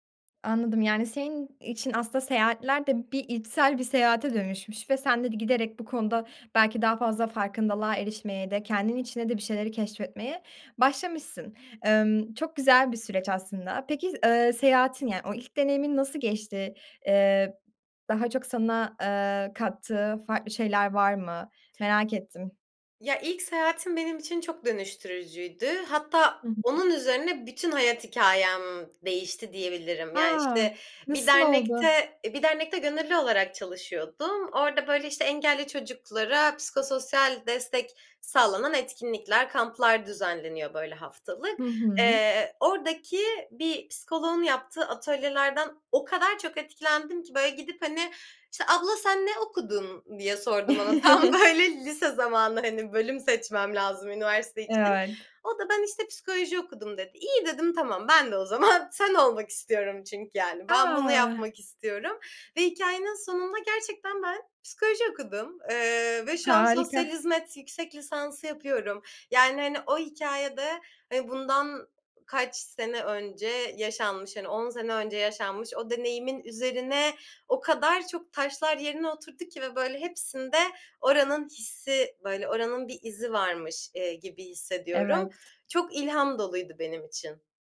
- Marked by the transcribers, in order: tapping; unintelligible speech; other background noise; chuckle; laughing while speaking: "Tam, böyle, lise zamanı, hani"; unintelligible speech
- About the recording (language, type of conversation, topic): Turkish, podcast, Tek başına seyahat etmekten ne öğrendin?